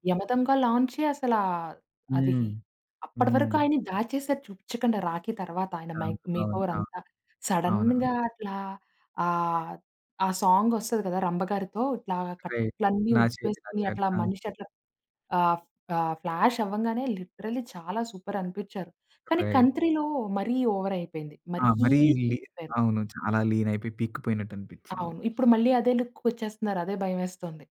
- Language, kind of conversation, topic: Telugu, podcast, హాలీవుడ్ లేదా బాలీవుడ్‌లో మీకు శైలి పరంగా ఎక్కువగా నచ్చే నటుడు లేదా నటి ఎవరు?
- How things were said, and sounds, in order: in English: "మైక్ మేకోవర్"; in English: "సడెన్‌గా"; in English: "సాంగ్"; other background noise; in English: "రైట్"; in English: "ఫ్లాష్"; in English: "లిటరల్లీ"; in English: "సూపర్"; in English: "రైట్"; in English: "ఓవర్"; in English: "లీన్"; in English: "లుక్‌కి"